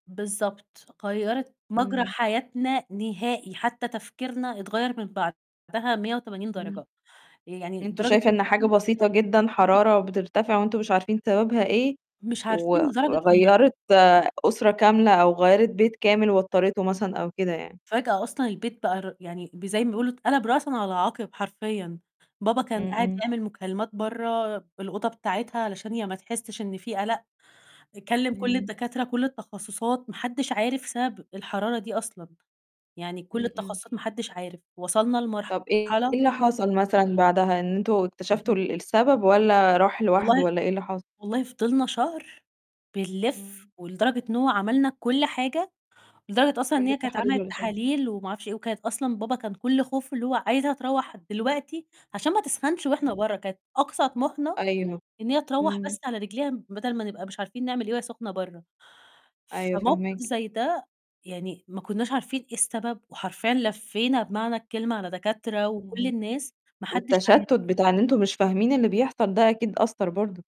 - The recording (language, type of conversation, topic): Arabic, podcast, إيه هي المفاجأة اللي قلبت مسار حياتك فجأة؟
- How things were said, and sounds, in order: distorted speech; unintelligible speech; other noise; "بنلِف" said as "باللف"